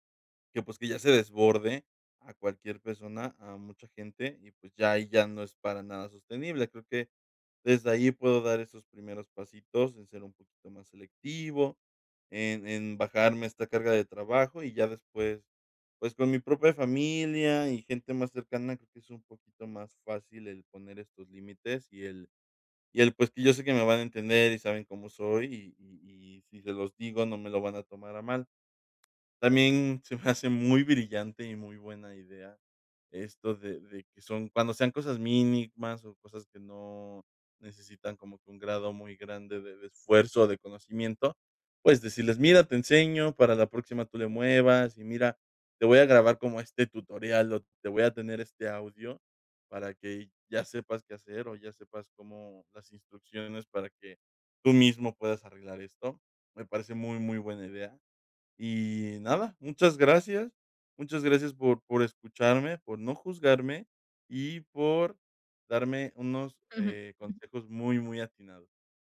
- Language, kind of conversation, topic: Spanish, advice, ¿Cómo puedo aprender a decir que no sin sentir culpa ni temor a decepcionar?
- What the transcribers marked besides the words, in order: laughing while speaking: "se me hace"; other noise